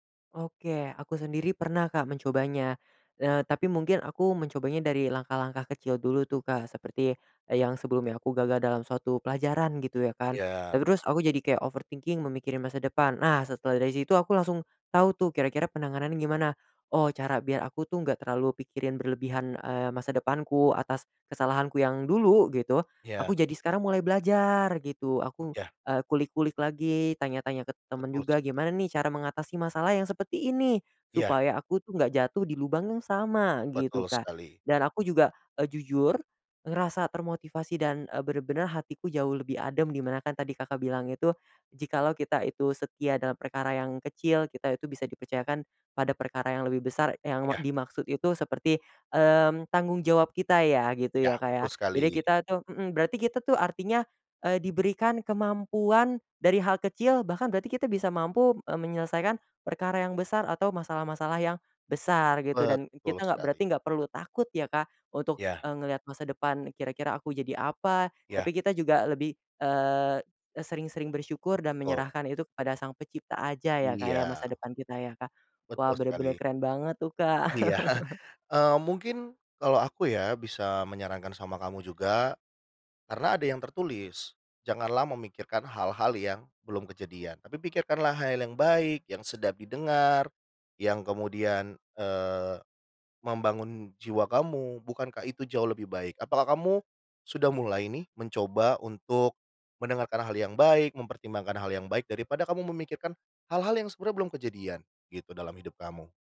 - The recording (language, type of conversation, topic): Indonesian, advice, Mengapa saya merasa terjebak memikirkan masa depan secara berlebihan?
- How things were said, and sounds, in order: in English: "overthinking"; chuckle